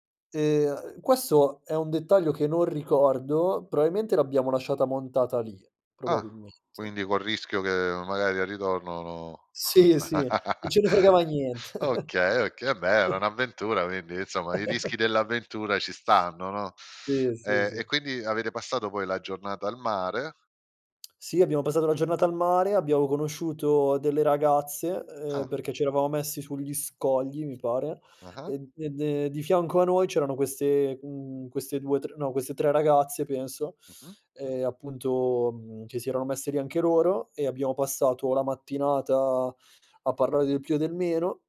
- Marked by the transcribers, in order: "probabilmente" said as "proailmente"; chuckle; other background noise; laughing while speaking: "Sì"; chuckle
- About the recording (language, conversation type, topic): Italian, podcast, Qual è un'avventura improvvisata che ricordi ancora?